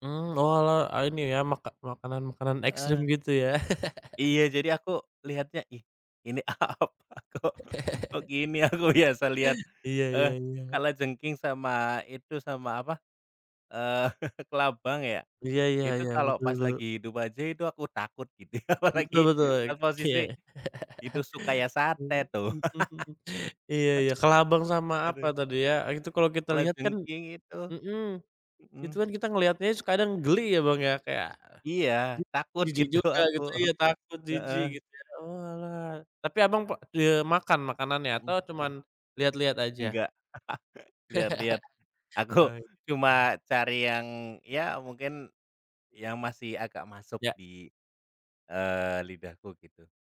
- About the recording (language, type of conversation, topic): Indonesian, unstructured, Apa makanan paling aneh yang pernah kamu coba saat bepergian?
- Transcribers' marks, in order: other background noise; laugh; laughing while speaking: "apa, kok"; laugh; laughing while speaking: "aku"; chuckle; laughing while speaking: "gitu, apalagi"; laughing while speaking: "tuh"; laughing while speaking: "gitu, aku"; chuckle; laugh; laughing while speaking: "aku"